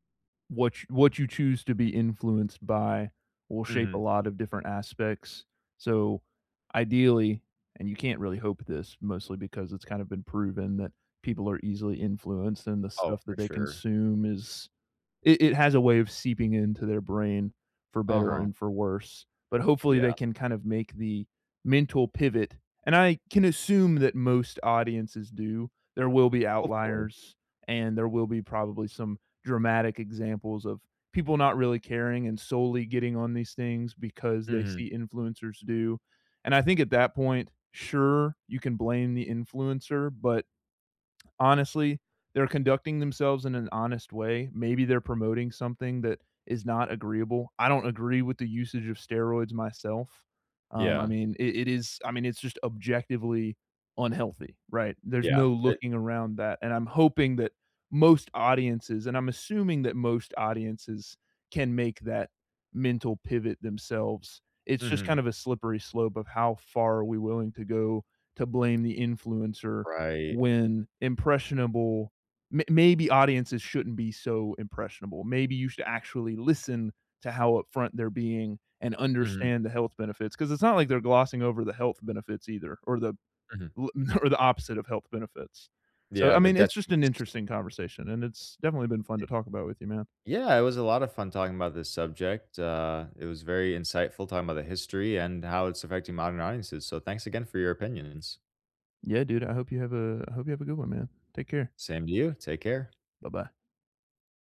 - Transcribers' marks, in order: chuckle
- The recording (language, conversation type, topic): English, unstructured, Should I be concerned about performance-enhancing drugs in sports?